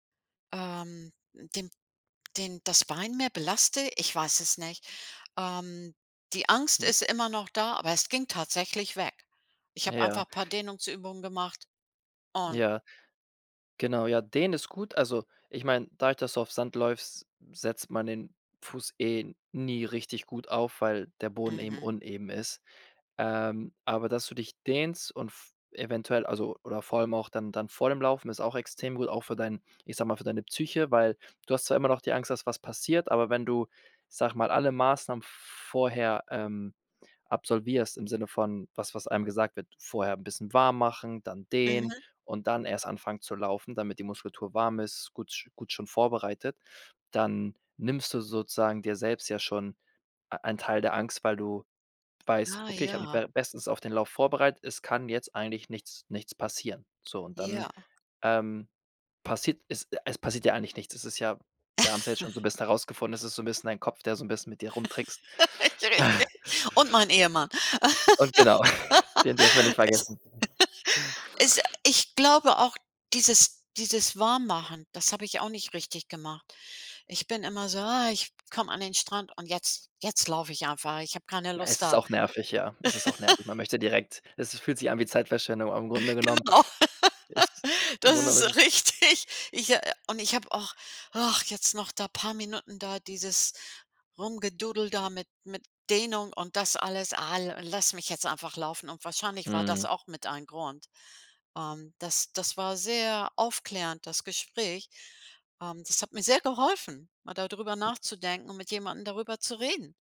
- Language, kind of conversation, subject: German, advice, Wie kann ich mit der Angst umgehen, mich beim Training zu verletzen?
- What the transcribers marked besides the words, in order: chuckle; laugh; laughing while speaking: "Richtig!"; chuckle; laugh; chuckle; chuckle; laughing while speaking: "Genau. Das ist richtig"; laugh